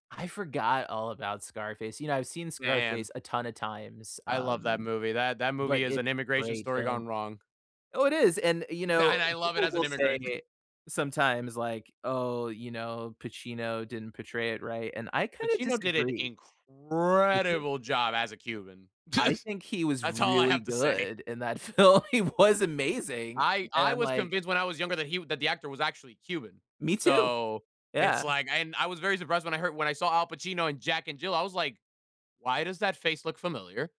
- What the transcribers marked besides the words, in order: chuckle; drawn out: "incredible"; stressed: "incredible"; chuckle; laughing while speaking: "say"; laughing while speaking: "film, he was"
- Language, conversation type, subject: English, unstructured, What film prop should I borrow, and how would I use it?